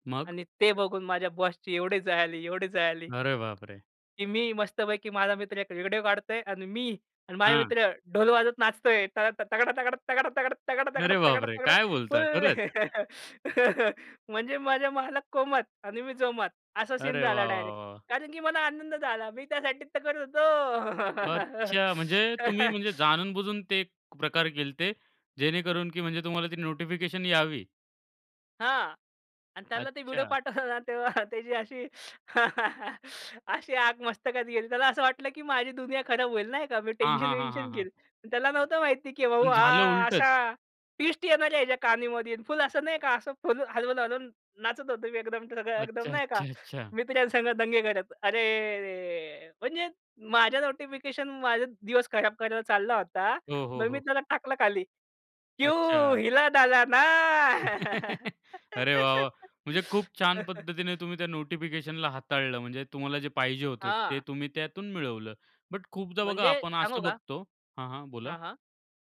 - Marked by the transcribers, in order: laughing while speaking: "तगडा तगडा तगडा तगडा तगडा तगडा तगडा तगडा फुल"; laugh; laughing while speaking: "मी त्यासाठी तर करत होतो"; laugh; "केले होते" said as "केलते"; other background noise; laughing while speaking: "व्हिडिओ पाठवलं ना तेव्हा त्याची अशी"; laugh; anticipating: "हा अशा ट्विस्ट येणाऱ्या ह्याच्या … हिला डाला ना"; chuckle; in Hindi: "क्यू हिला डाला ना"; laughing while speaking: "क्यू हिला डाला ना"; laugh
- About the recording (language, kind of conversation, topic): Marathi, podcast, नोटिफिकेशन्समुळे तुमचा दिवस कसा बदलतो—तुमचा अनुभव काय आहे?